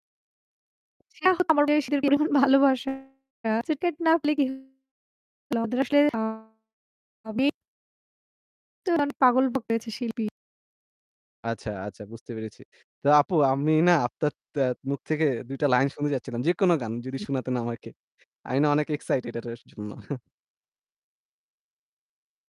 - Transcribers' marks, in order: other background noise; unintelligible speech; distorted speech; unintelligible speech; unintelligible speech; unintelligible speech; "আমি" said as "আই"; "এটার" said as "এটাটার"; chuckle
- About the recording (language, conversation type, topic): Bengali, unstructured, আপনার প্রিয় শিল্পী বা গায়ক কে, এবং কেন?